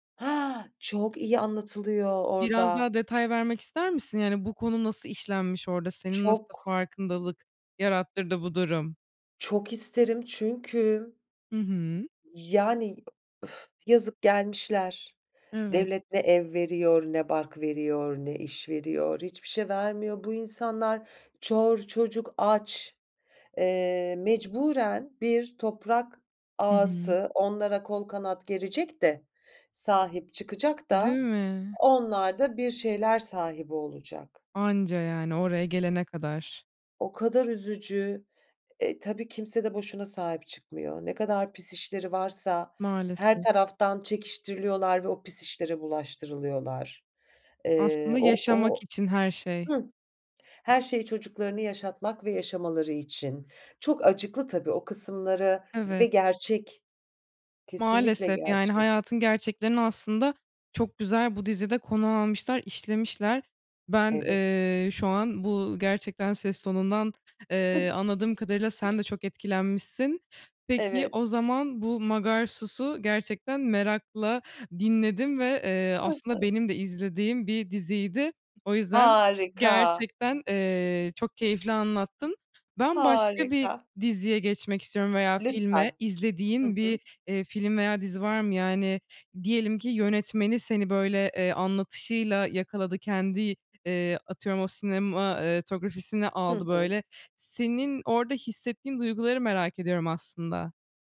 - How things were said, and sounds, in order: surprised: "Ha"; stressed: "aç"; other background noise; chuckle
- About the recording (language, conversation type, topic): Turkish, podcast, En son hangi film ya da dizi sana ilham verdi, neden?